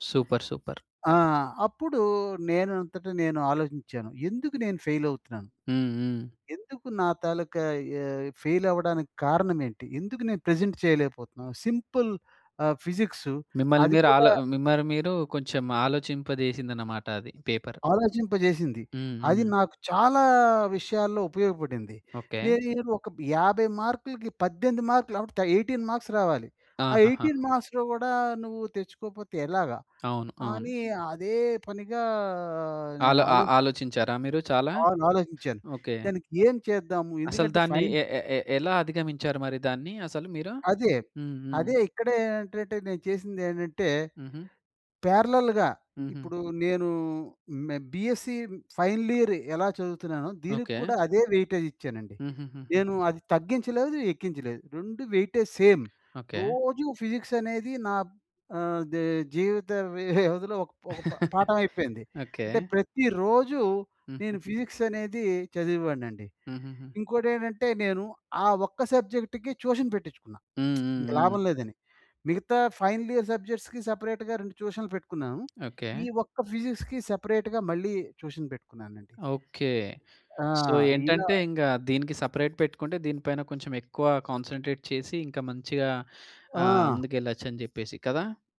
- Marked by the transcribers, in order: in English: "సూపర్! సూపర్!"; in English: "ఫెయిల్"; in English: "ఫెయిల్"; in English: "ప్రెజెంట్"; in English: "సింపుల్"; in English: "పేపర్"; in English: "అవుట్. ఎయిటీన్ మార్క్స్"; in English: "ఎయిటీన్ మార్క్స్‌లో"; tapping; in English: "ఫైన్"; in English: "పారలెల్‌గా"; in English: "బీఎస్సీ ఫైనల్ ఇయర్"; in English: "వెయిటేజ్"; in English: "వెయిటేజ్ సేమ్"; in English: "ఫిజిక్స్"; chuckle; in English: "ఫిజిక్స్"; in English: "సబ్జెక్ట్‌కి ట్యూషన్"; lip smack; in English: "ఫైనల్ ఇయర్ సబ్జెక్ట్స్‌కి సెపరేట్‌గా"; in English: "ఫిజిక్స్‌కి సెపరేట్‌గా"; in English: "ట్యూషన్"; in English: "సో"; in English: "సెపరేట్"; in English: "కాన్సంట్రేట్"
- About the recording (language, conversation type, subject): Telugu, podcast, నువ్వు నిన్ను ఎలా అర్థం చేసుకుంటావు?